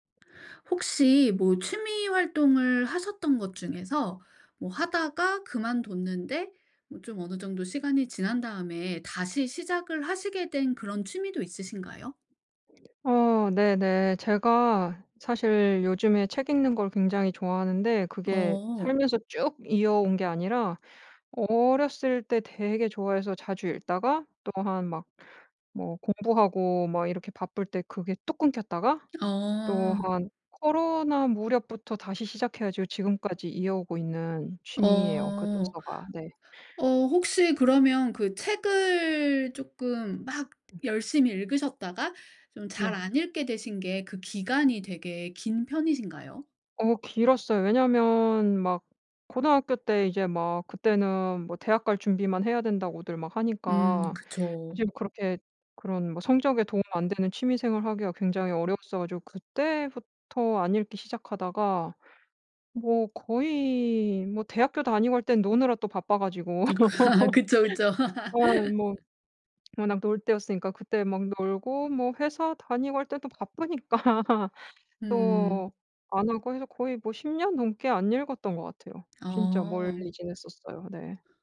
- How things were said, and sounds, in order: other background noise; tapping; laugh; laughing while speaking: "그쵸, 그쵸"; laugh; laughing while speaking: "바쁘니까"; laugh
- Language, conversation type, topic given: Korean, podcast, 취미를 다시 시작할 때 가장 어려웠던 점은 무엇이었나요?